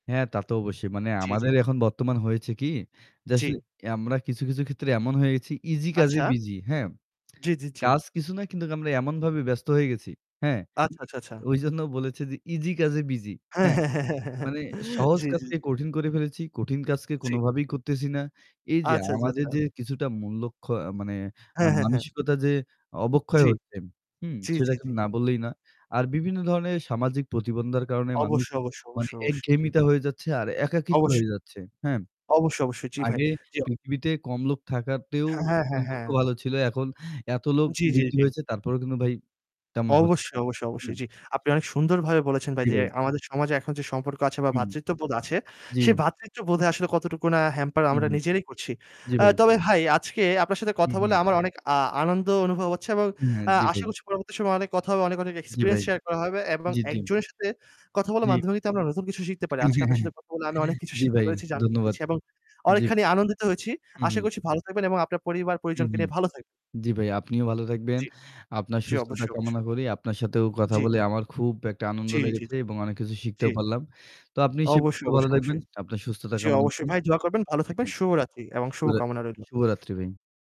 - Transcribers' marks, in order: giggle; unintelligible speech; static; chuckle; unintelligible speech; unintelligible speech
- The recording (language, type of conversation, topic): Bengali, unstructured, আপনার মতে, সমাজে ভ্রাতৃত্ববোধ কীভাবে বাড়ানো যায়?